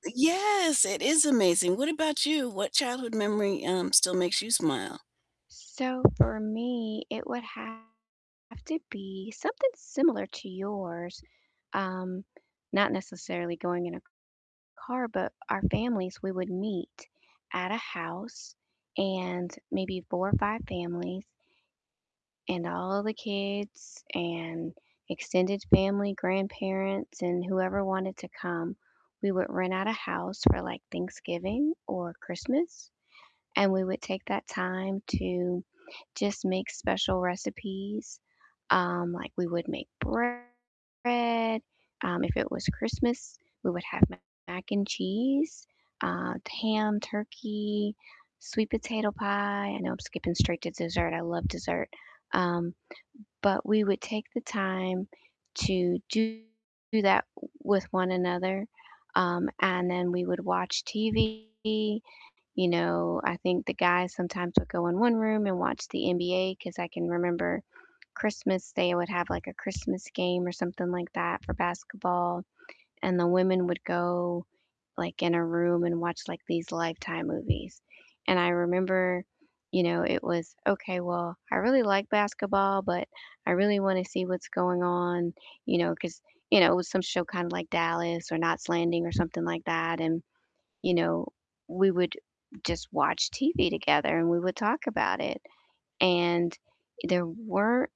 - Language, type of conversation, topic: English, unstructured, Which childhood memory still makes you smile, and what about it warms your heart today?
- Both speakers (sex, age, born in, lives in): female, 50-54, United States, United States; female, 65-69, United States, United States
- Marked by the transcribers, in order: other background noise; distorted speech; tapping